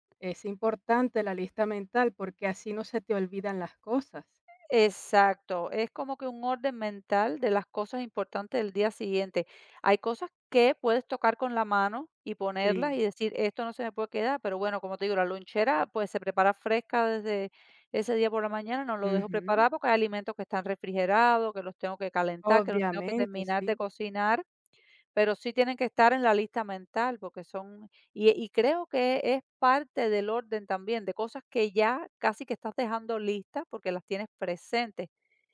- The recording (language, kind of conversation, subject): Spanish, podcast, ¿Qué cosas siempre dejas listas la noche anterior?
- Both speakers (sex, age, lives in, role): female, 45-49, United States, guest; female, 50-54, Italy, host
- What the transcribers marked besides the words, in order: other noise